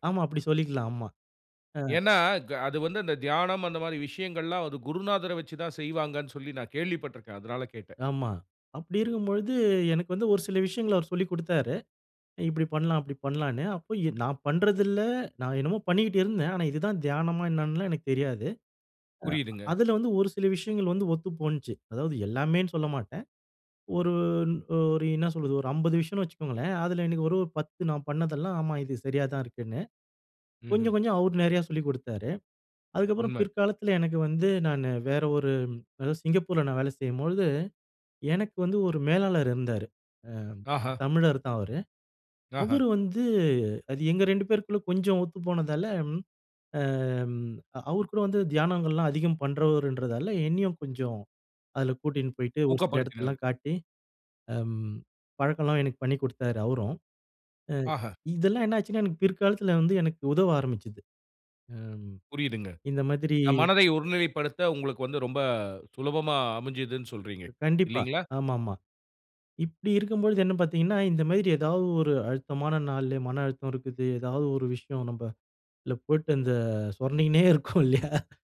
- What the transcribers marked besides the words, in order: other background noise; laughing while speaking: "அந்த சுரண்டிக்கினே இருக்கும் இல்லையா?"
- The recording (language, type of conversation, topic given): Tamil, podcast, அழுத்தம் அதிகமான நாளை நீங்கள் எப்படிச் சமாளிக்கிறீர்கள்?